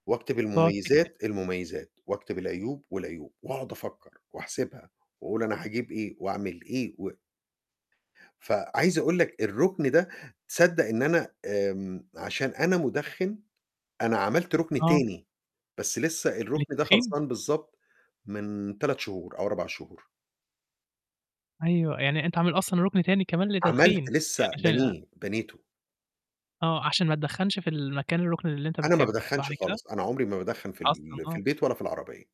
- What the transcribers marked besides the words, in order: distorted speech; tapping
- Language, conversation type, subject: Arabic, podcast, إيه ركنك المفضل في البيت وإيه اللي بتحبه فيه؟
- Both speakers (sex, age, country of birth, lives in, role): male, 20-24, Egypt, Egypt, host; male, 55-59, Egypt, United States, guest